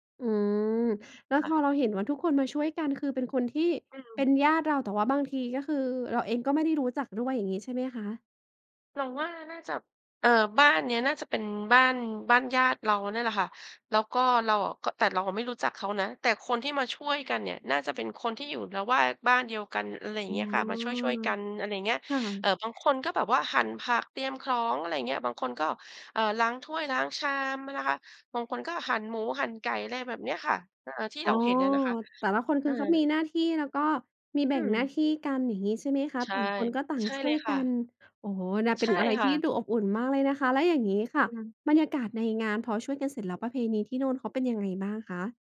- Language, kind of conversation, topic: Thai, podcast, คุณช่วยเล่าประสบการณ์การไปเยือนชุมชนท้องถิ่นที่ต้อนรับคุณอย่างอบอุ่นให้ฟังหน่อยได้ไหม?
- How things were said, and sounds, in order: none